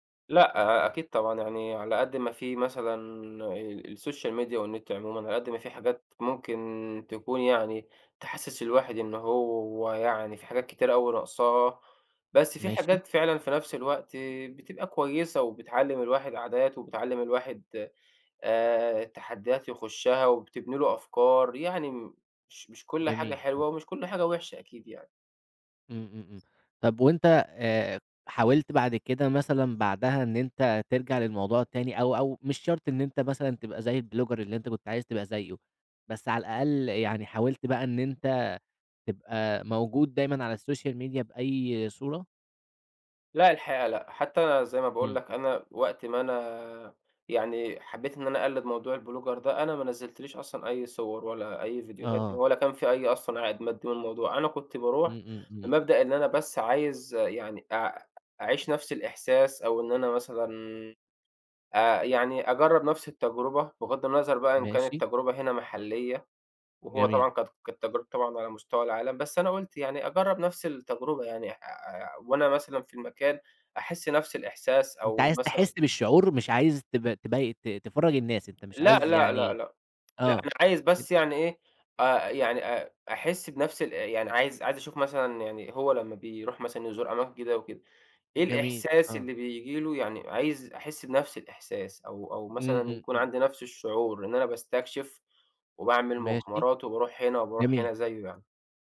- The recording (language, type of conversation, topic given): Arabic, podcast, ازاي بتتعامل مع إنك بتقارن حياتك بحياة غيرك أونلاين؟
- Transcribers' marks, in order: in English: "الSocial media"; in English: "الBlogger"; in English: "الSocial media"; in English: "الBlogger"; tapping